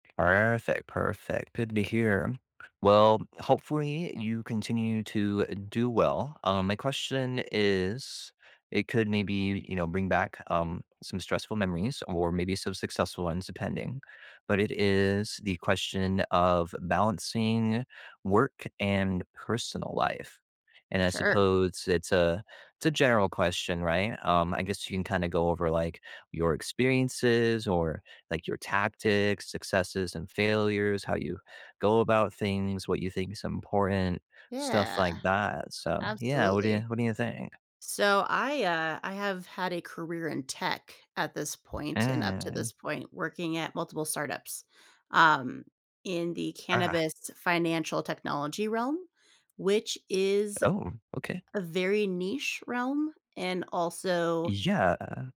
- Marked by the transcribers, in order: tapping
- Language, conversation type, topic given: English, unstructured, What strategies help you maintain a healthy balance between your job and your personal life?
- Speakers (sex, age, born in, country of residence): female, 35-39, United States, United States; male, 35-39, United States, United States